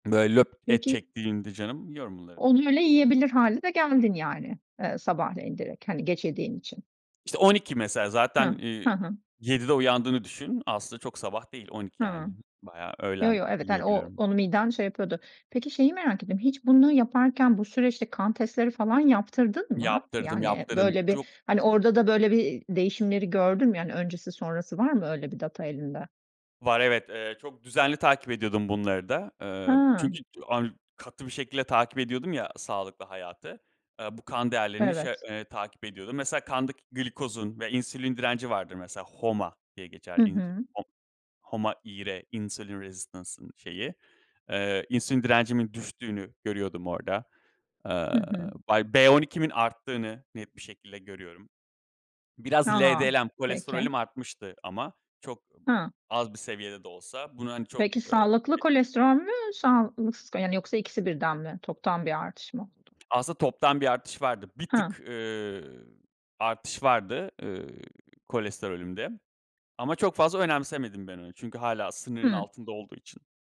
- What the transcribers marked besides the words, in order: unintelligible speech; in English: "data"; in English: "residence"; other background noise
- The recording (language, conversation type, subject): Turkish, podcast, Yemek planlarını nasıl yapıyorsun, pratik bir yöntemin var mı?